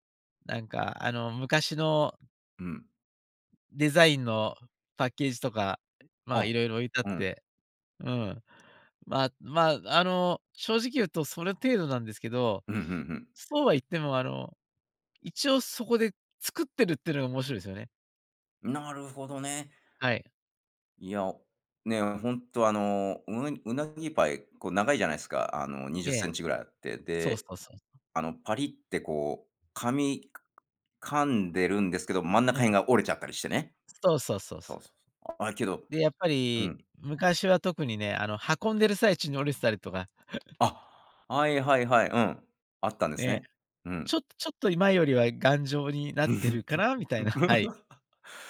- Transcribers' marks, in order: tapping; other noise; other background noise; laugh; chuckle
- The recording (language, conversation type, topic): Japanese, podcast, 地元の人しか知らない穴場スポットを教えていただけますか？